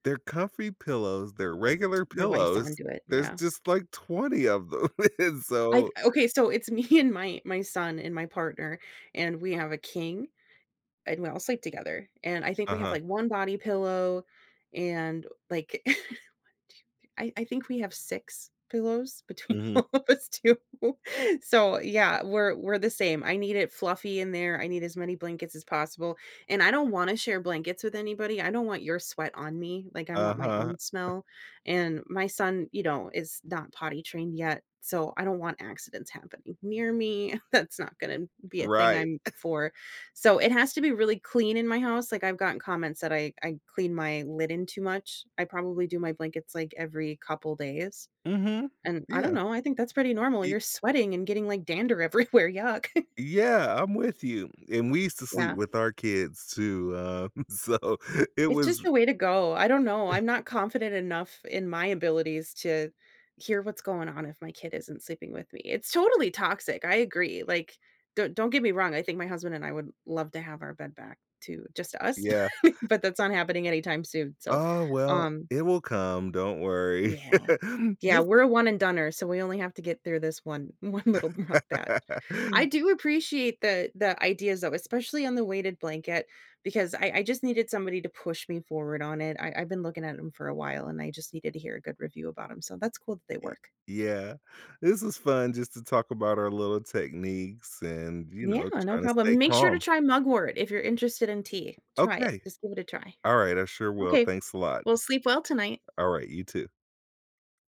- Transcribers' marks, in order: tapping; laughing while speaking: "and so"; laughing while speaking: "me"; chuckle; laughing while speaking: "all of us too"; chuckle; chuckle; chuckle; other background noise; laughing while speaking: "everywhere"; chuckle; chuckle; laughing while speaking: "so"; chuckle; laughing while speaking: "but"; laugh; laughing while speaking: "one"; laugh; laughing while speaking: "rough"
- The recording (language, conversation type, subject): English, unstructured, How can I calm my mind for better sleep?
- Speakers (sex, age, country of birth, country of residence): female, 35-39, United States, United States; male, 50-54, United States, United States